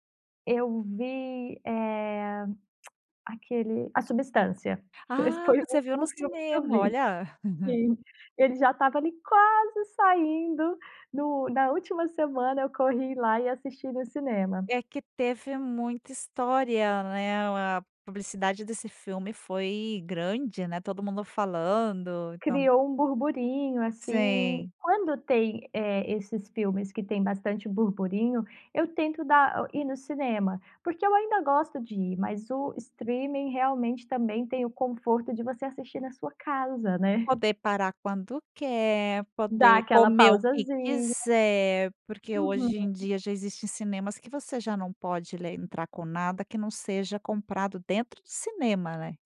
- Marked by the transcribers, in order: tongue click; chuckle; in English: "streaming"; chuckle; tapping
- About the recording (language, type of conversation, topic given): Portuguese, podcast, Como você percebe que o streaming mudou a forma como consumimos filmes?